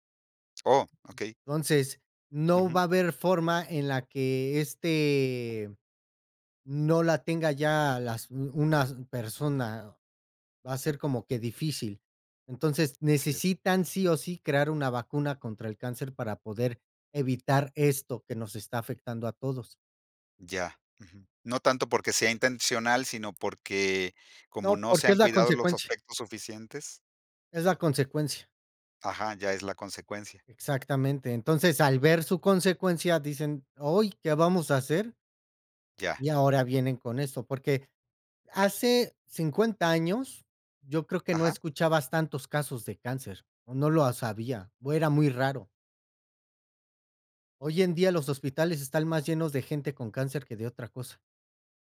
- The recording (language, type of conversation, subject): Spanish, podcast, ¿Qué opinas sobre el problema de los plásticos en la naturaleza?
- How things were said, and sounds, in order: tapping